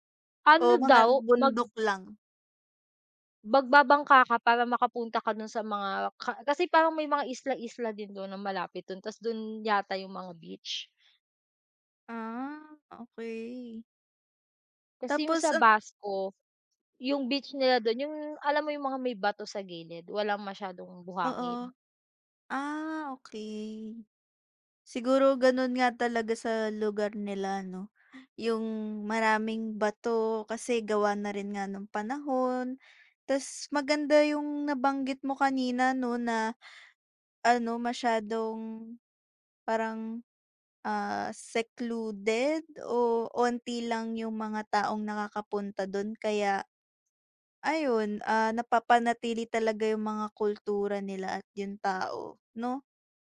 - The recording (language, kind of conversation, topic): Filipino, unstructured, Paano nakaaapekto ang heograpiya ng Batanes sa pamumuhay ng mga tao roon?
- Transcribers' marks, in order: other background noise; in English: "secluded"